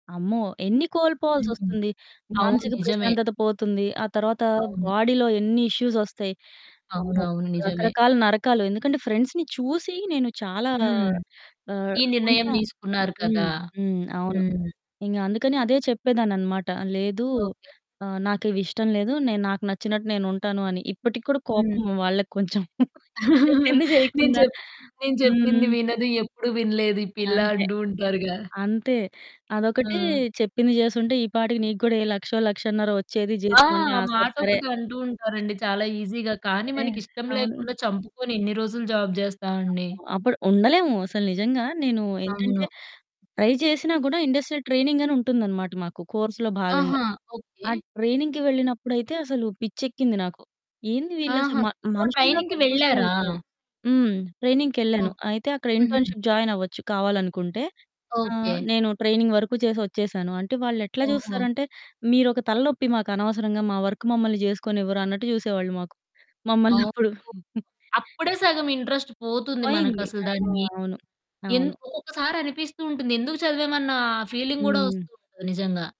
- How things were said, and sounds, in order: other background noise; static; in English: "బాడీలో"; in English: "ఫ్రెండ్స్‌ని"; laugh; laughing while speaking: "చెప్పింది జెయకుండా"; in English: "ఈజీగా"; distorted speech; in English: "జాబ్"; in English: "ట్రై"; in English: "ఇండస్ట్రియల్"; in English: "కోర్స్‌లో"; in English: "ట్రైనింగ్‌కి"; in English: "ట్రైనింగ్‌కి"; in English: "ఇంటర్న్‌షిప్"; in English: "ట్రైనింగ్"; chuckle; in English: "ఇంట్రస్ట్"; in English: "ఫీలింగ్"
- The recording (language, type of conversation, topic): Telugu, podcast, మీ కెరీర్‌కు సంబంధించిన నిర్ణయాల్లో మీ కుటుంబం ఎంతవరకు ప్రభావం చూపింది?